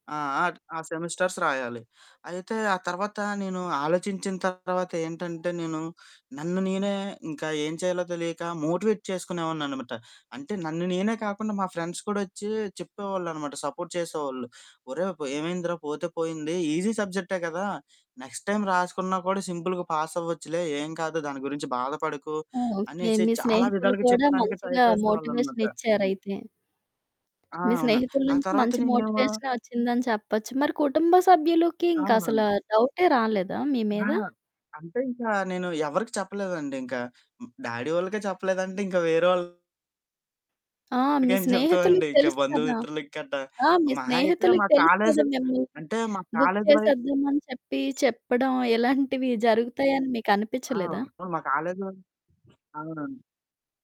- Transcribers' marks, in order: in English: "సెమిస్టర్స్"; other background noise; in English: "మోటివేట్"; in English: "ఫ్రెండ్స్"; in English: "సపోర్ట్"; in English: "ఈజీ సబ్జెక్టే"; in English: "నెక్స్ట్ టైం"; in English: "సింపుల్‌గా పాస్"; in English: "ట్రై"; in English: "మోటివేషన్"; distorted speech; in English: "డ్యాడీ"; in English: "బుక్"; static
- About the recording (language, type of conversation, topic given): Telugu, podcast, విఫలమైన తర్వాత మళ్లీ ప్రేరణ పొందడానికి మీరు ఏ సూచనలు ఇస్తారు?